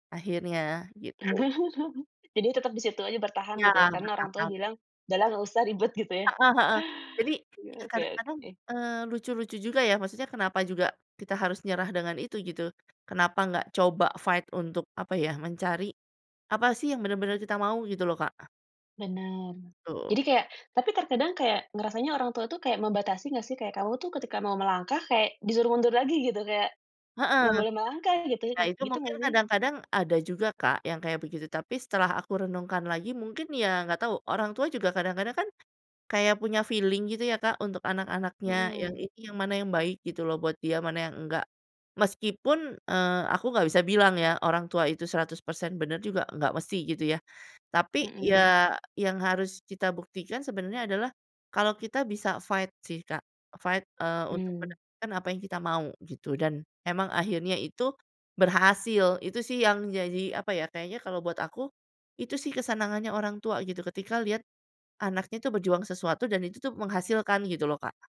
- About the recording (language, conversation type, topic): Indonesian, podcast, Seberapa penting opini orang lain saat kamu galau memilih?
- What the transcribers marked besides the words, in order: chuckle; in English: "fight"; in English: "feeling"; in English: "fight"; in English: "fight"; "jadi" said as "jaji"; other background noise